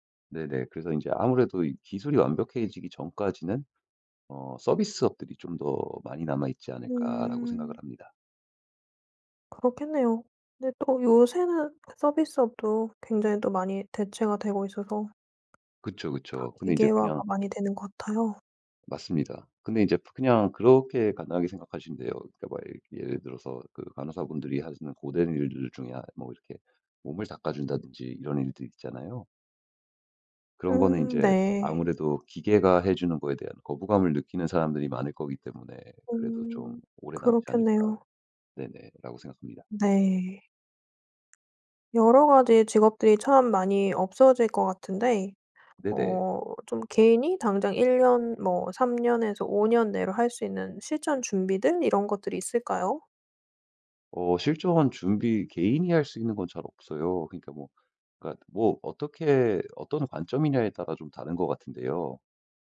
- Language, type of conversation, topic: Korean, podcast, 기술 발전으로 일자리가 줄어들 때 우리는 무엇을 준비해야 할까요?
- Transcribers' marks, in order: tapping